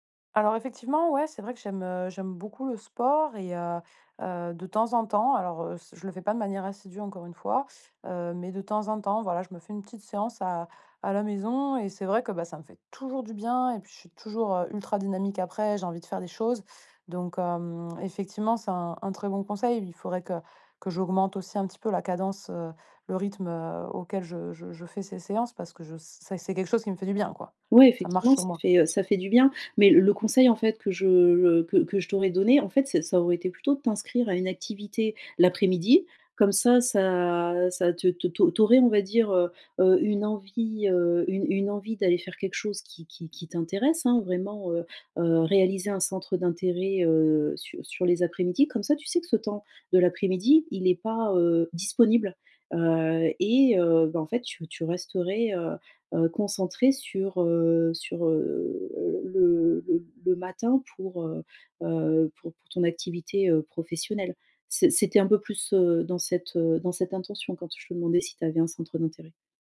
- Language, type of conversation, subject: French, advice, Pourquoi est-ce que je procrastine malgré de bonnes intentions et comment puis-je rester motivé sur le long terme ?
- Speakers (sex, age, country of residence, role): female, 30-34, France, user; female, 35-39, France, advisor
- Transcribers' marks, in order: stressed: "toujours"; other background noise